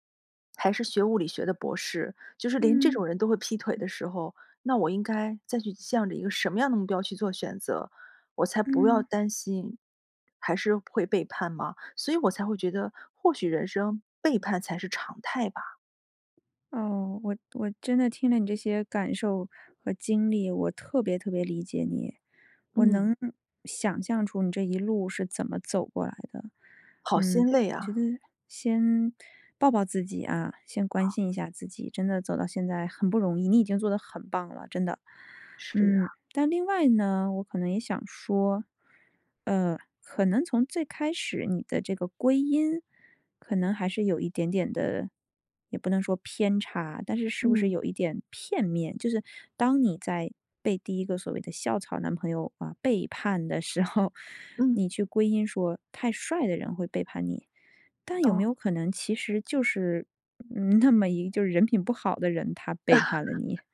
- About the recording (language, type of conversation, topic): Chinese, advice, 过去恋情失败后，我为什么会害怕开始一段新关系？
- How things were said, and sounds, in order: stressed: "什么"; stressed: "背叛"; stressed: "归因"; laughing while speaking: "时候"; inhale; stressed: "帅"